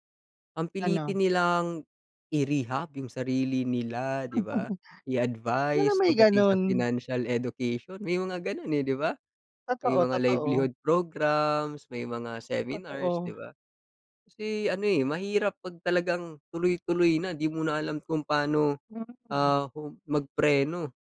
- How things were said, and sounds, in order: tapping; chuckle
- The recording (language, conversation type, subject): Filipino, unstructured, Ano ang saloobin mo sa mga taong palaging humihiram ng pera?